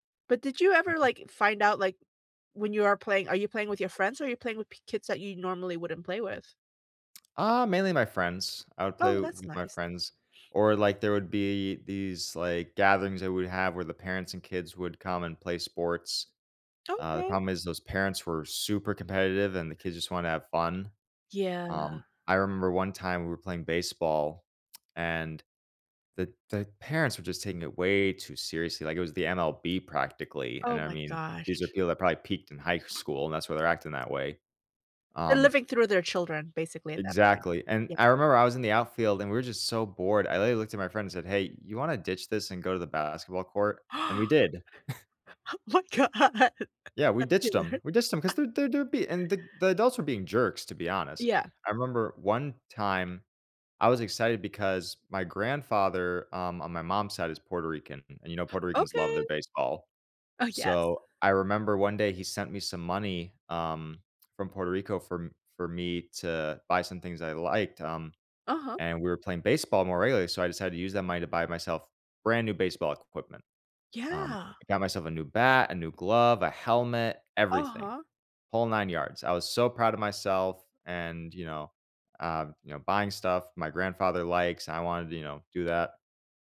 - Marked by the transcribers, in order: gasp; laughing while speaking: "Oh my god. That's hila"; chuckle; laugh
- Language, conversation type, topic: English, unstructured, How can I use school sports to build stronger friendships?